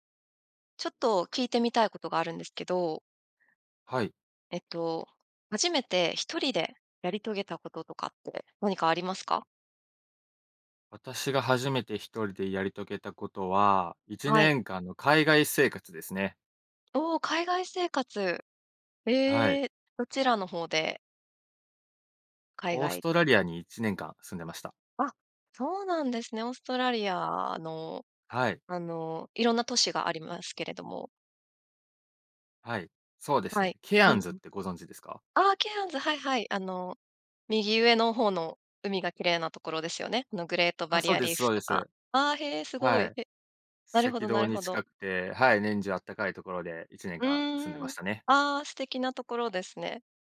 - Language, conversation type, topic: Japanese, podcast, 初めて一人でやり遂げたことは何ですか？
- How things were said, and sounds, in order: none